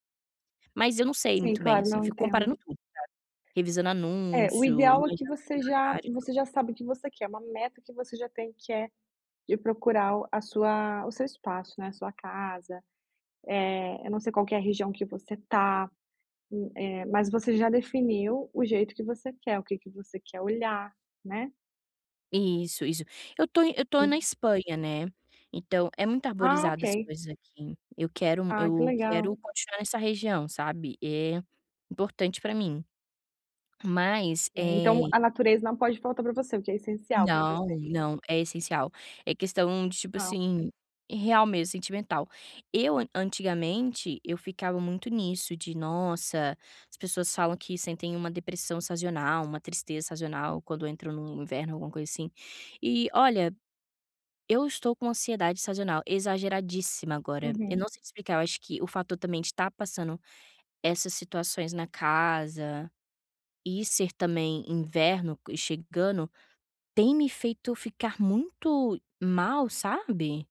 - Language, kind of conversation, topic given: Portuguese, advice, Como você descreveria sua ansiedade em encontrar uma moradia adequada e segura?
- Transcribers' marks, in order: other background noise; unintelligible speech; tapping